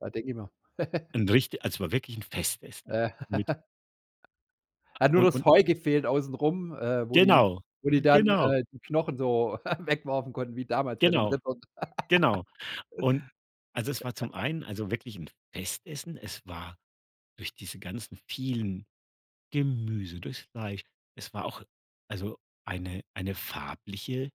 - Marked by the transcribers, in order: chuckle; giggle; other background noise; chuckle; laugh; giggle
- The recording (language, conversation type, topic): German, podcast, Wie gehst du mit Allergien und Vorlieben bei Gruppenessen um?
- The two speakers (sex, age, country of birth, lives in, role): male, 45-49, Germany, Germany, host; male, 50-54, Germany, Germany, guest